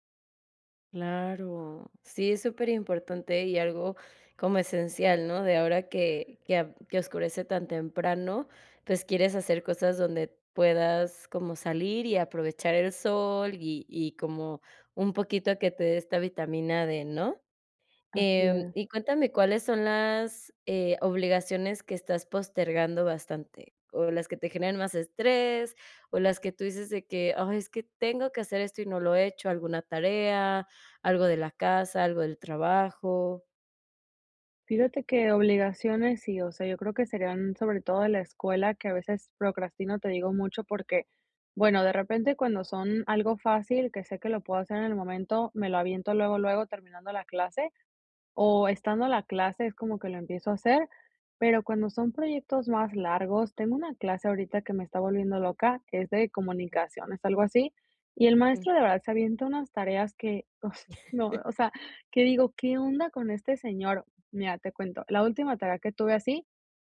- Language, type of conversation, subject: Spanish, advice, ¿Cómo puedo equilibrar mis pasatiempos con mis obligaciones diarias sin sentirme culpable?
- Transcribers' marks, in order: laugh